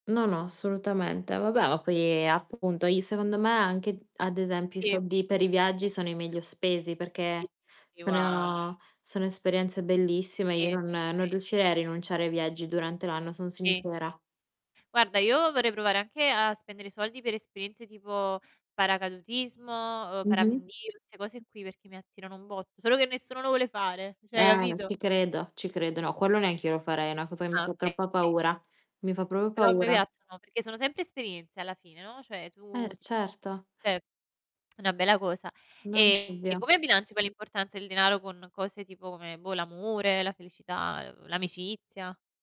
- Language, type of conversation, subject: Italian, unstructured, Come definiresti il valore del denaro nella vita di tutti i giorni?
- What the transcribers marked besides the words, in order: distorted speech; "soldi" said as "soddi"; other noise; "cioè" said as "ceh"; "proprio" said as "propio"; other background noise; "cioè" said as "ceh"